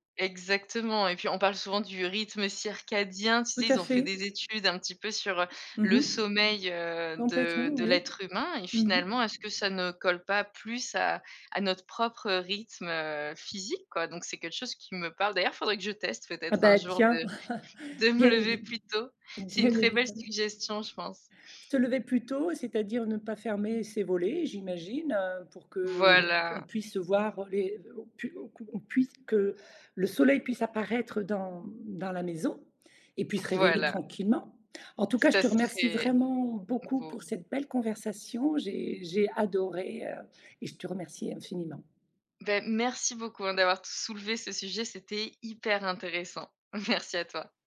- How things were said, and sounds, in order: chuckle; stressed: "hyper"; laughing while speaking: "Merci"
- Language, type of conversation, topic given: French, podcast, Quelle routine matinale t’aide à mieux avancer dans ta journée ?
- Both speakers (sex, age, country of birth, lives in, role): female, 35-39, France, Germany, guest; female, 55-59, France, Portugal, host